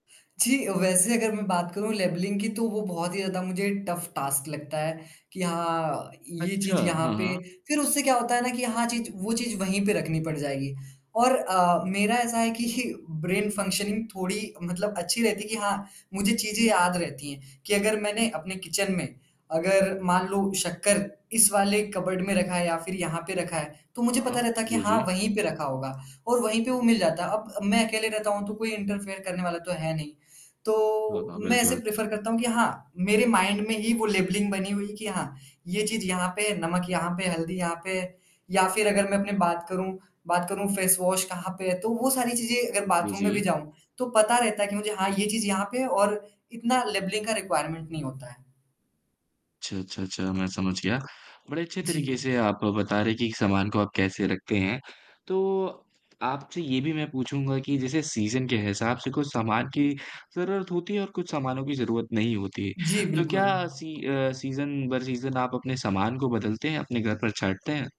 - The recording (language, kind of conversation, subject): Hindi, podcast, छोटी जगह में स्टोरेज को आप समझदारी से कैसे व्यवस्थित करते हैं?
- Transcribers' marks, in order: static; in English: "लेबलिंग"; in English: "टफ़ टास्क"; laughing while speaking: "कि"; in English: "ब्रेन फंक्शनिंग"; in English: "किचन"; in English: "कपबोर्ड"; in English: "इंटरफेयर"; in English: "प्रेफर"; horn; in English: "माइंड"; in English: "लेबलिंग"; in English: "लेबलिंग"; in English: "रिक्वायरमेंट"; other background noise; in English: "सीज़न"; in English: "सीज़न"; in English: "सीज़न"